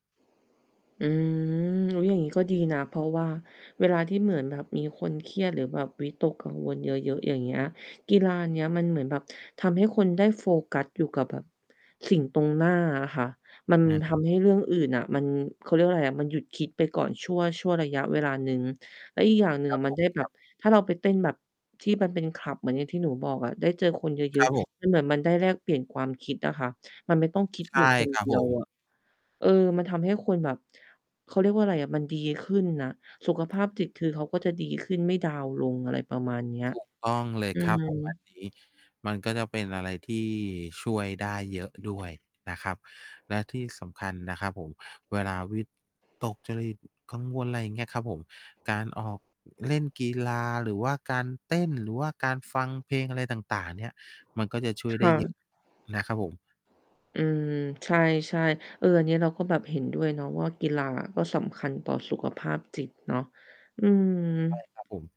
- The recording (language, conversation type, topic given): Thai, unstructured, คุณคิดว่ากีฬามีความสำคัญต่อสุขภาพจิตอย่างไร?
- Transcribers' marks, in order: static; tapping; distorted speech; other background noise